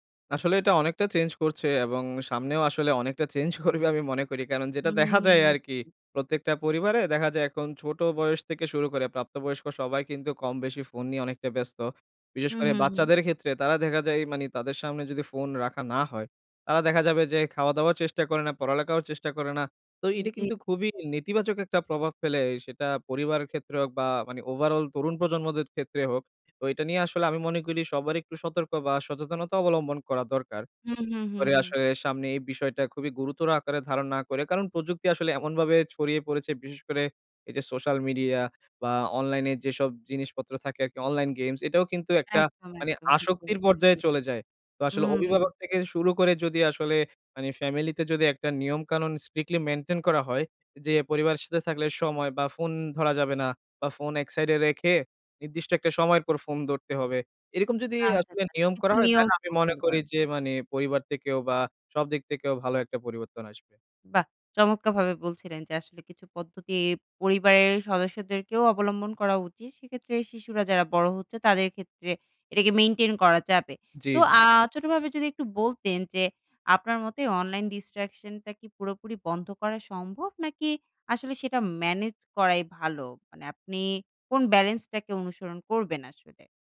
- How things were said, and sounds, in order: scoff; drawn out: "হুম"; other background noise; in English: "strictly maintain"; "তাহলে" said as "তাইলে"; "অভ্যাস" said as "অভভেড়"; "চমৎকারভাবে" said as "চমৎকাভাবে"; in English: "distraction"
- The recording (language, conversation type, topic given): Bengali, podcast, অনলাইন বিভ্রান্তি সামলাতে তুমি কী করো?